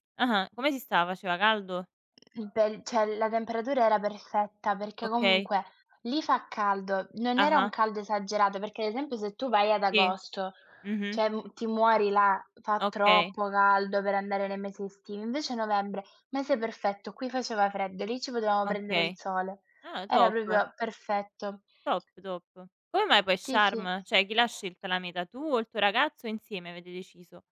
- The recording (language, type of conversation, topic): Italian, unstructured, Quanto sei disposto a scendere a compromessi durante una vacanza?
- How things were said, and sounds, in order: other noise; other background noise; "cioè" said as "ceh"